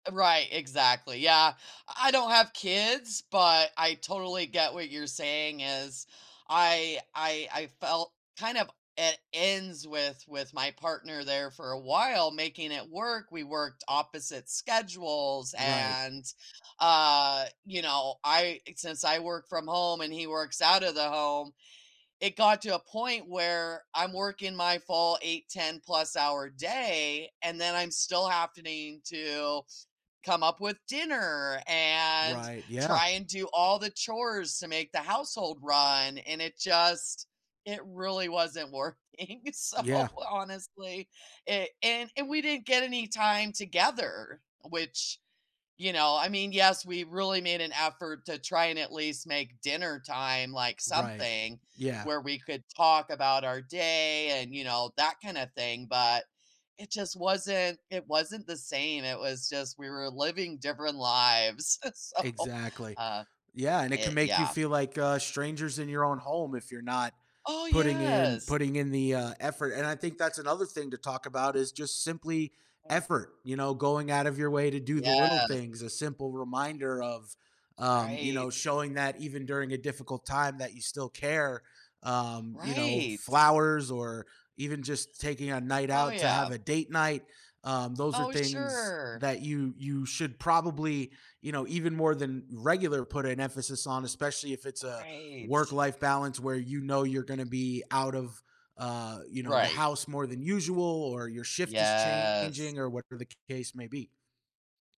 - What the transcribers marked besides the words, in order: tapping; laughing while speaking: "working, so, honestly"; chuckle; laughing while speaking: "so"; unintelligible speech; drawn out: "Yes"
- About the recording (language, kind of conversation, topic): English, unstructured, How can couples support each other in balancing work and personal life?